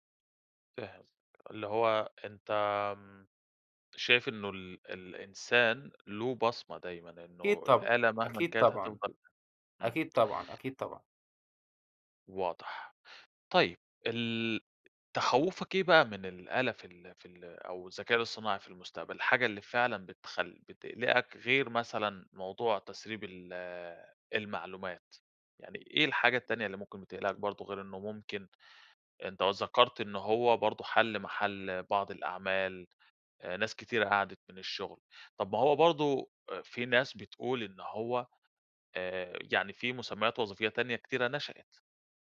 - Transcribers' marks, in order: none
- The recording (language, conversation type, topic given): Arabic, podcast, تفتكر الذكاء الاصطناعي هيفيدنا ولا هيعمل مشاكل؟